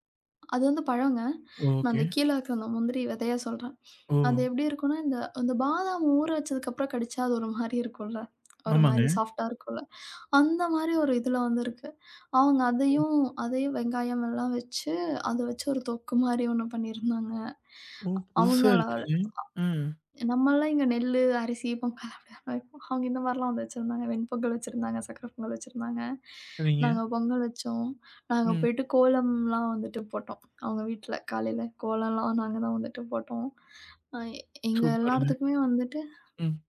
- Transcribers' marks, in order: laughing while speaking: "அது ஒரு மாதிரி இருக்கும்ல்ல"; in English: "சாஃப்ட்டா"; other noise; laughing while speaking: "பொங்கல் அப்டித்தானே வெப்போம். அவங்க இந்த … சக்கரை பொங்கல் வச்சிருந்தாங்க"
- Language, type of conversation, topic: Tamil, podcast, நீங்கள் கலந்து கொண்ட ஒரு பண்டிகை அனுபவத்தைப் பற்றி சொல்ல முடியுமா?